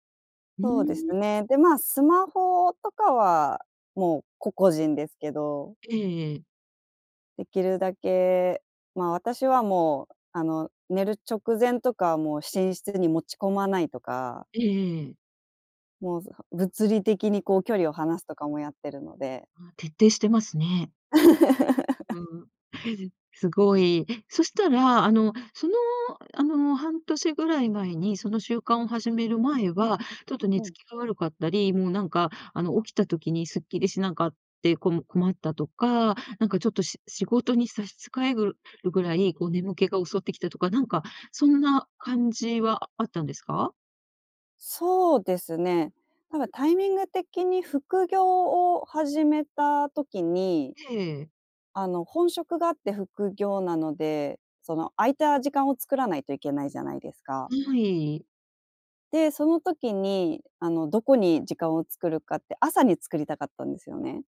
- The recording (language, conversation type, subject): Japanese, podcast, 睡眠の質を上げるために普段どんな工夫をしていますか？
- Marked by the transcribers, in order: laugh